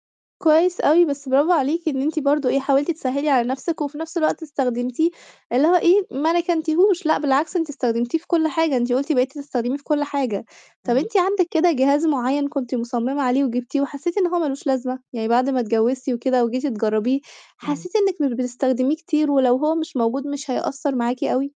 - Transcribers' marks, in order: none
- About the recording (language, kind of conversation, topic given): Arabic, podcast, بصراحة، إزاي التكنولوجيا ممكن تسهّل علينا شغل البيت اليومي؟